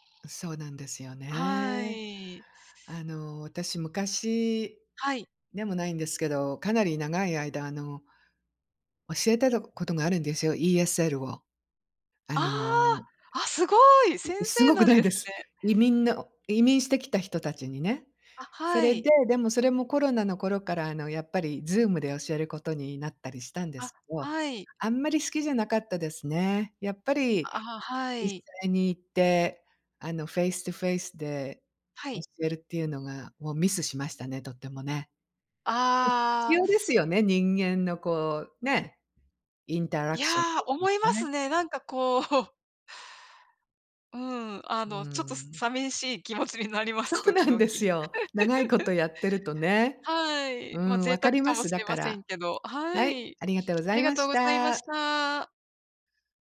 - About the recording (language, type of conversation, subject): Japanese, unstructured, 理想の職場環境はどんな場所ですか？
- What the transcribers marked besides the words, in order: surprised: "あ、すごい"; in English: "フェイストゥフェイス"; in English: "ミス"; unintelligible speech; in English: "インタラクション"; unintelligible speech; laughing while speaking: "そうなんですよ"; laugh